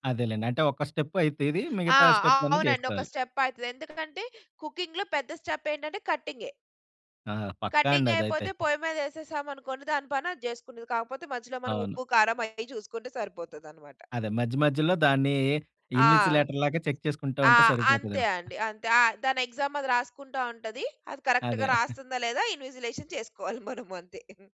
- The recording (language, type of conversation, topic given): Telugu, podcast, మీల్‌ప్రెప్ కోసం సులభ సూచనలు ఏమిటి?
- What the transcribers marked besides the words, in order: in English: "స్టెప్"; in English: "స్టెప్"; in English: "కుకింగ్‌లో"; in English: "స్టెప్"; in English: "కటింగ్"; chuckle; in English: "ఇన్విజిలేటర్"; other background noise; in English: "చెక్"; in English: "ఎగ్సామ్"; other noise; chuckle; in English: "ఇన్విజిలేషన్"; laughing while speaking: "చేసుకోవాలి మనము అంతే"